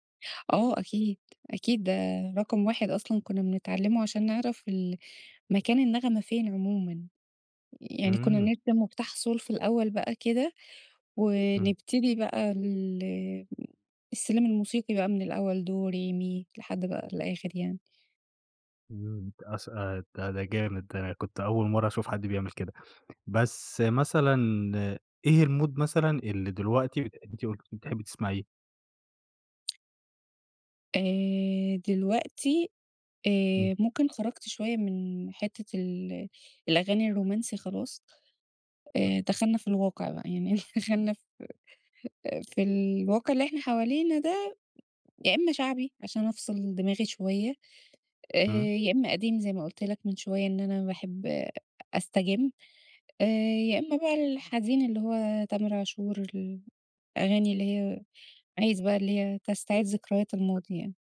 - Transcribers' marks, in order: unintelligible speech; in English: "الmood"; laugh
- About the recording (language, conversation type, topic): Arabic, podcast, إيه أول أغنية خلتك تحب الموسيقى؟